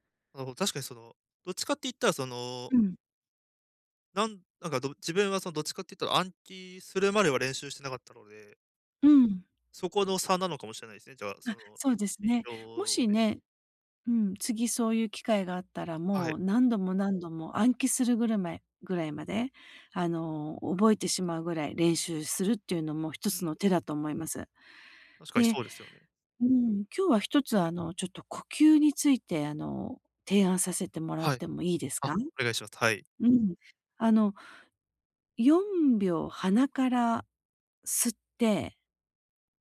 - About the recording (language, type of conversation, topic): Japanese, advice, 人前で話すときに自信を高めるにはどうすればよいですか？
- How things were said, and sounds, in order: none